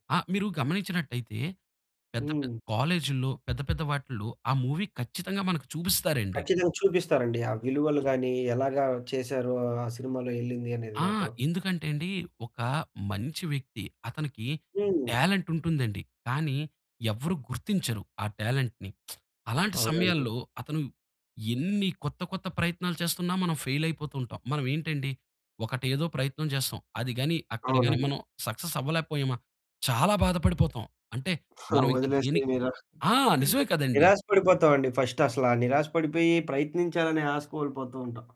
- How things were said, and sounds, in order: in English: "మూవీ"; in English: "టాలెంట్"; in English: "టాలెంట్‌ని"; lip smack; in English: "సక్సెస్"; chuckle; in English: "ఫస్ట్"
- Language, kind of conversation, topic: Telugu, podcast, మంచి కథ అంటే మీకు ఏమనిపిస్తుంది?